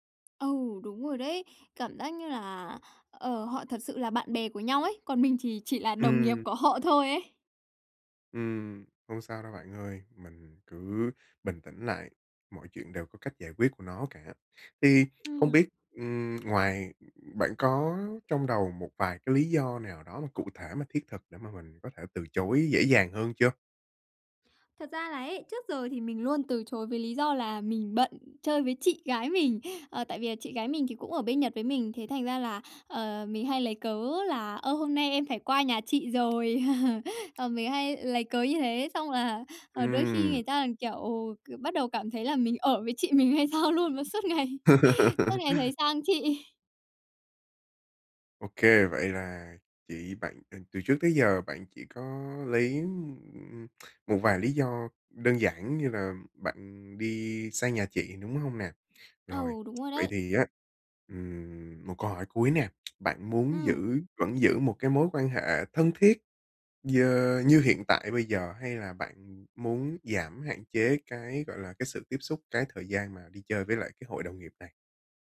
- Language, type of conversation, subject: Vietnamese, advice, Làm sao để từ chối lời mời mà không làm mất lòng người khác?
- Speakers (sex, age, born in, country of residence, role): female, 20-24, Vietnam, Japan, user; male, 20-24, Vietnam, Germany, advisor
- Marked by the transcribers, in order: tapping; laugh; laughing while speaking: "là"; laughing while speaking: "hay sao"; other background noise; laugh; laughing while speaking: "ngày"; laughing while speaking: "chị"